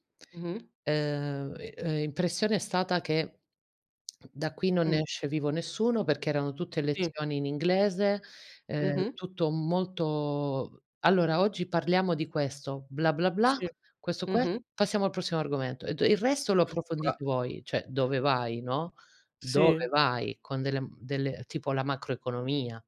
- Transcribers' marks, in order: unintelligible speech
- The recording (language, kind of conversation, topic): Italian, unstructured, Come pensi che la scuola possa migliorare l’apprendimento degli studenti?